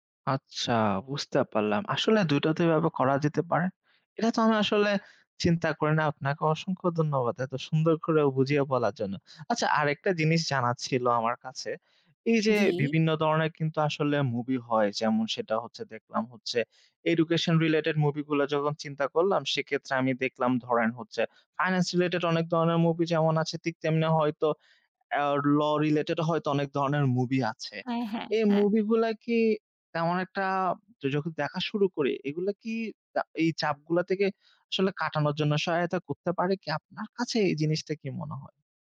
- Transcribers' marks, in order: none
- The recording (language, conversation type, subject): Bengali, advice, পরিবারের প্রত্যাশা মানিয়ে চলতে গিয়ে কীভাবে আপনার নিজের পরিচয় চাপা পড়েছে?